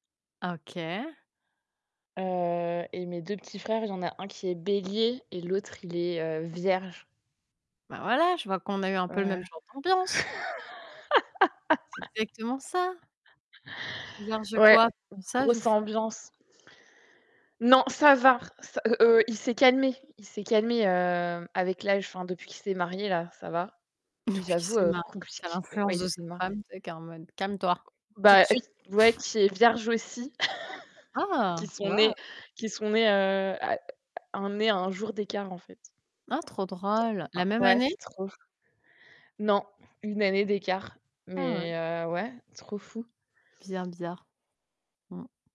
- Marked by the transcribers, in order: distorted speech; static; laugh; other background noise; chuckle; chuckle; laugh
- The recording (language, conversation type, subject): French, unstructured, Quel aspect de votre vie aimeriez-vous simplifier pour gagner en sérénité ?